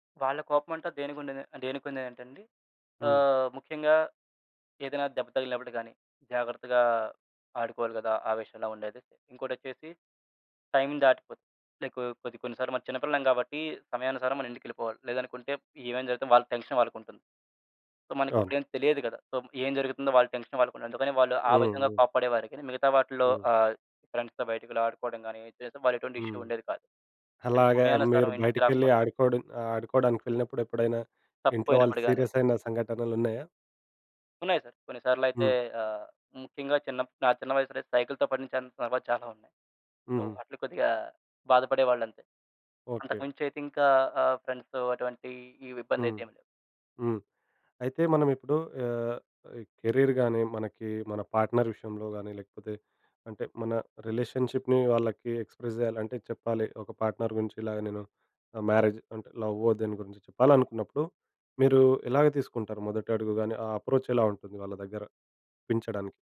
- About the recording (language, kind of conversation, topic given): Telugu, podcast, తల్లిదండ్రులతో అభిప్రాయ భేదం వచ్చినప్పుడు వారితో ఎలా మాట్లాడితే మంచిది?
- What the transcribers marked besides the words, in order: in English: "టైమ్"; other background noise; in English: "టెన్షన్"; in English: "సో"; in English: "సో"; in English: "టెన్షన్"; in English: "ఫ్రెండ్స్‌తో"; in English: "ఇష్యూ"; in English: "సీరియస్"; in English: "సో"; in English: "ఫ్రెండ్స్‌తో"; in English: "కెరీర్"; in English: "పార్ట్నర్"; in English: "రిలేషన్‌షిప్‌ని"; in English: "ఎక్స్‌ప్రెస్"; in English: "పార్ట్నర్"; in English: "మ్యారేజ్"; in English: "అప్రోచ్"